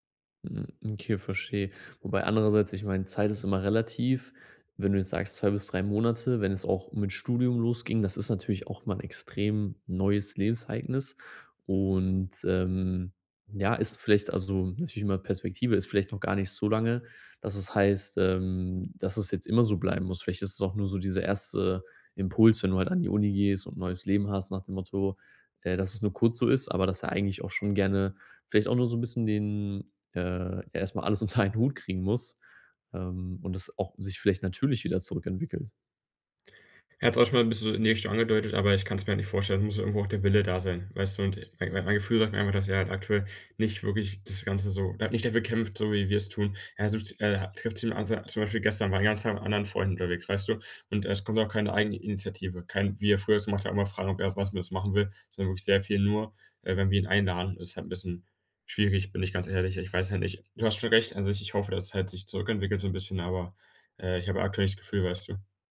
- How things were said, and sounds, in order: laughing while speaking: "einen"; unintelligible speech
- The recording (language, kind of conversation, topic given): German, advice, Wie gehe ich am besten mit Kontaktverlust in Freundschaften um?